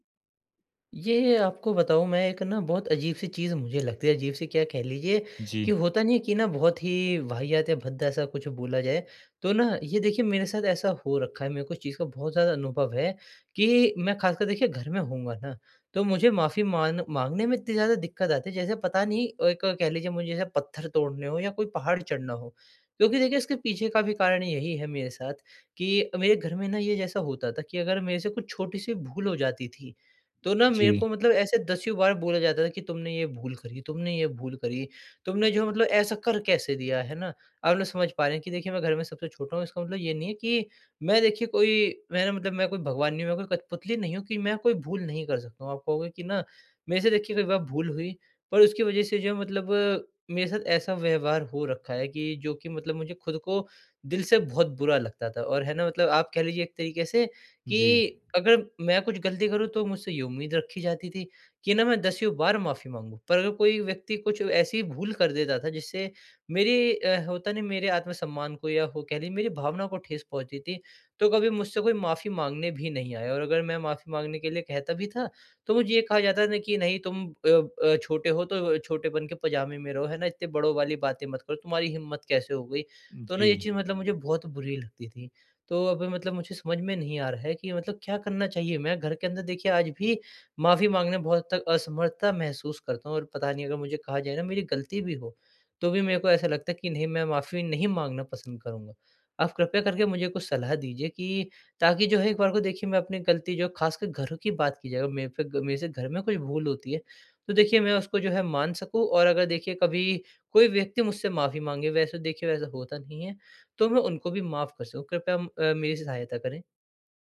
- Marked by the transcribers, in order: none
- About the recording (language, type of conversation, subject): Hindi, advice, मुझे अपनी गलती मानने में कठिनाई होती है—मैं सच्ची माफी कैसे मांगूँ?